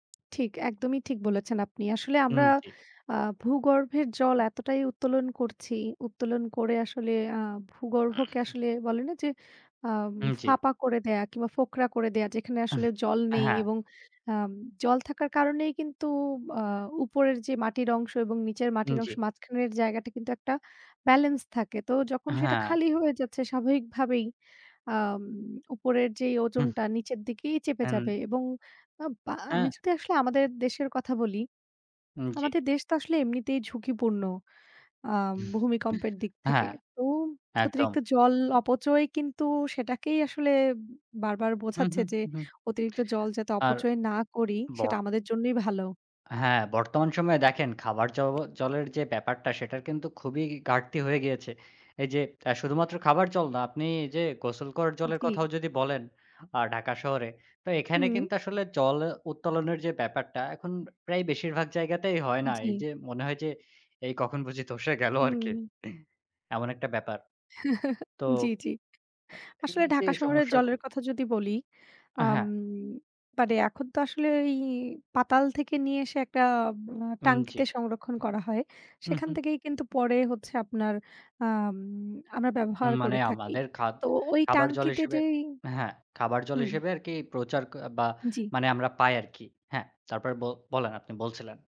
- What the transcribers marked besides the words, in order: tapping; throat clearing; chuckle; other background noise; chuckle; laughing while speaking: "গেলো আরকি"; chuckle; other noise; unintelligible speech
- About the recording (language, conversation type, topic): Bengali, unstructured, আমরা কীভাবে জল সংরক্ষণ করতে পারি?